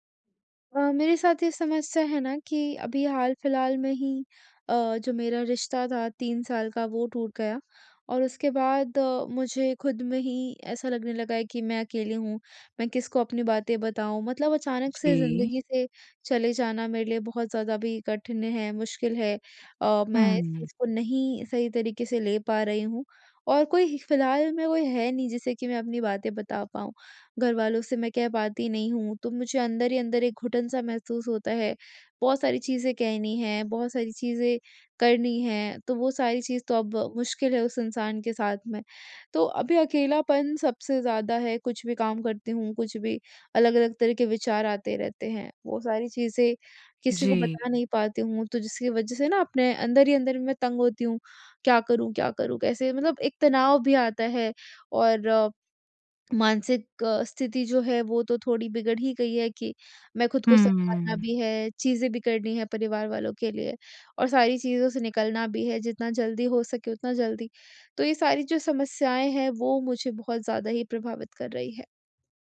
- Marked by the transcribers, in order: none
- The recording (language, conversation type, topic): Hindi, advice, ब्रेकअप के बाद मैं अकेलापन कैसे संभालूँ और खुद को फिर से कैसे पहचानूँ?